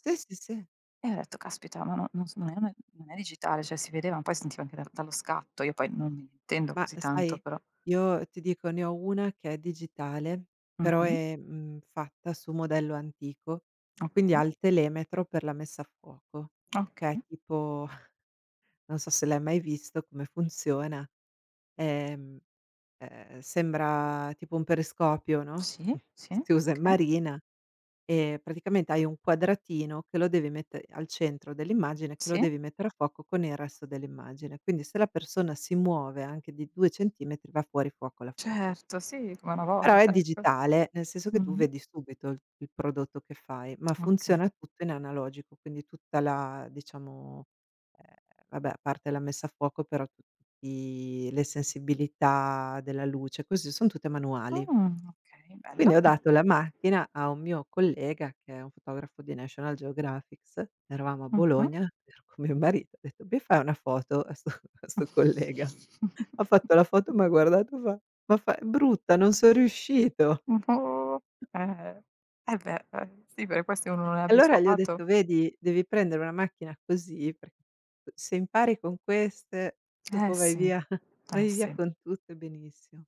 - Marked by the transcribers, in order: chuckle; "okay" said as "oké"; "Okay" said as "oké"; other background noise; wind; chuckle; laughing while speaking: "a 'sto a 'sto collega … non son riuscito"; chuckle
- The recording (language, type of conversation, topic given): Italian, unstructured, Cosa ti piace di più del tuo lavoro?